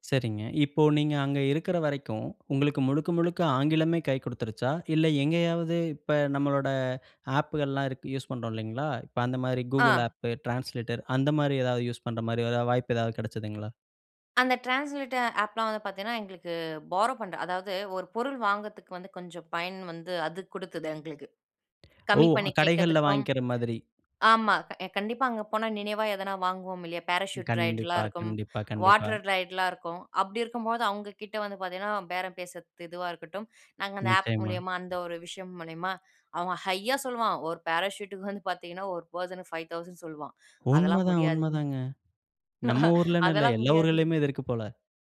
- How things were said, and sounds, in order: other background noise; in English: "பாரோ"; other noise; laugh
- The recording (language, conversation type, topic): Tamil, podcast, மொழி புரியாத இடத்தில் வழி தவறி போனபோது நீங்கள் எப்படி தொடர்பு கொண்டீர்கள்?